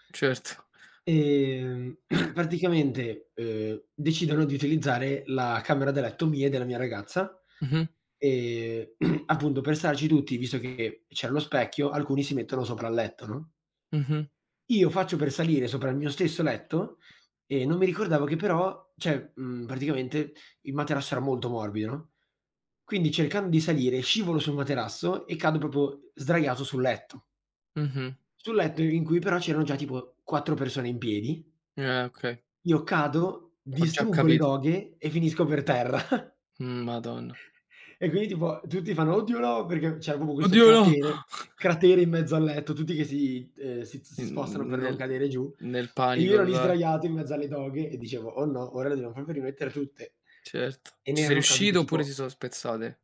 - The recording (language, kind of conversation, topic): Italian, unstructured, Qual è il ricordo più divertente che hai di un viaggio?
- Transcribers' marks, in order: laughing while speaking: "Certo"; throat clearing; unintelligible speech; throat clearing; "cioè" said as "ceh"; "proprio" said as "propo"; laughing while speaking: "terra"; chuckle; afraid: "Oddio no!"; "proprio" said as "propo"; chuckle; other background noise; "proprio" said as "popio"